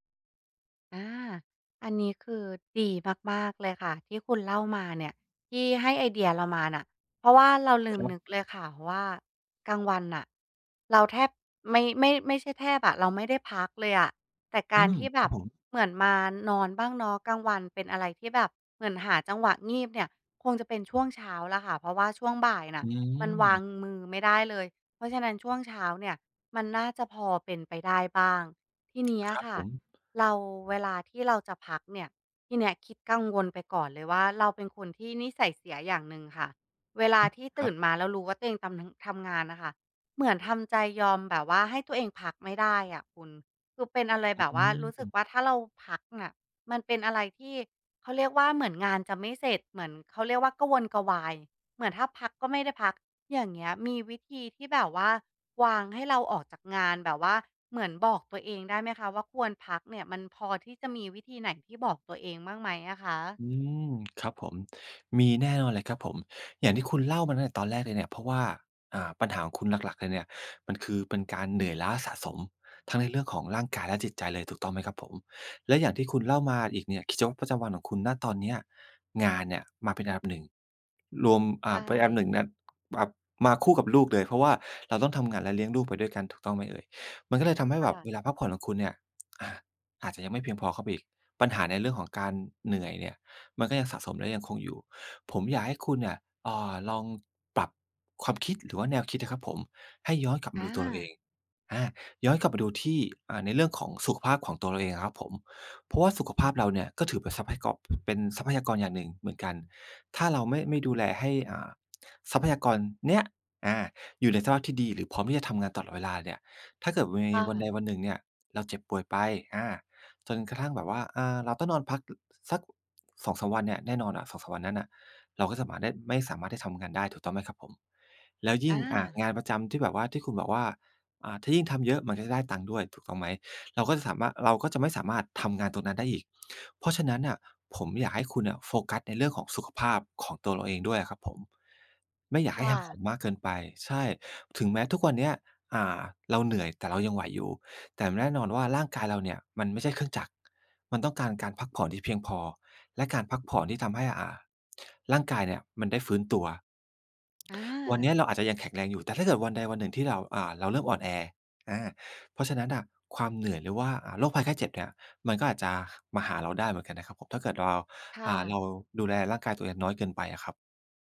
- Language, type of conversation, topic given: Thai, advice, ฉันรู้สึกเหนื่อยล้าทั้งร่างกายและจิตใจ ควรคลายความเครียดอย่างไร?
- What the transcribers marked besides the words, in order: tapping; other background noise; other noise